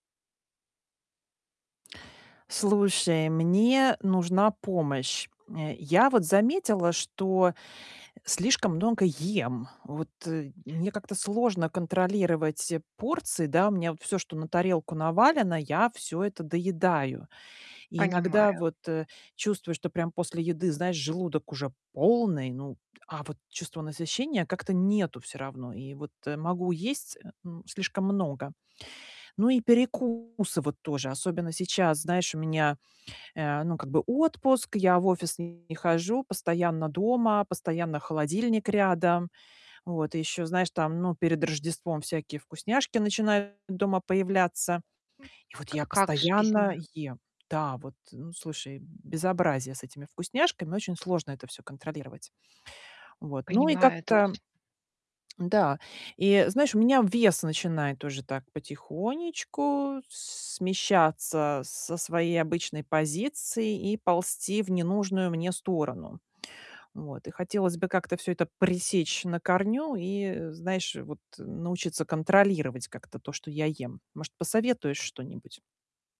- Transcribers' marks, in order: other background noise; distorted speech; tapping; other noise; grunt; static
- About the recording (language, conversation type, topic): Russian, advice, Как мне контролировать размер порций и меньше перекусывать между приёмами пищи?